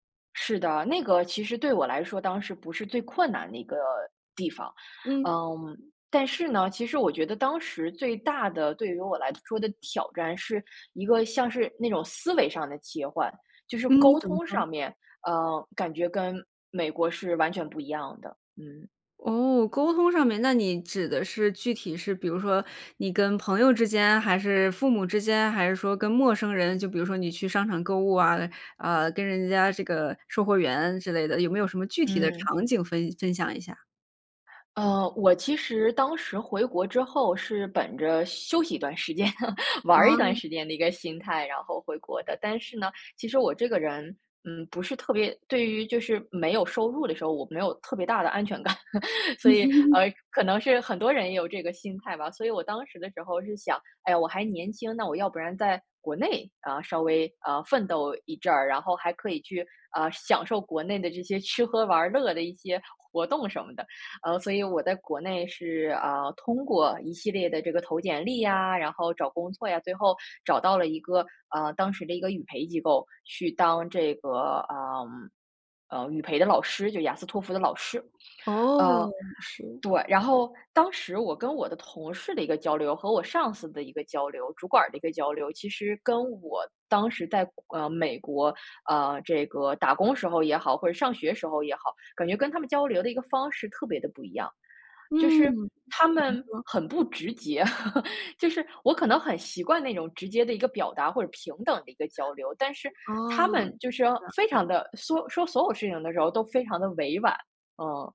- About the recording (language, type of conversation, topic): Chinese, podcast, 回国后再适应家乡文化对你来说难吗？
- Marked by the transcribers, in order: other background noise; laugh; laugh; "在" said as "带"; unintelligible speech; "直接" said as "直截"; laugh; "说" said as "缩"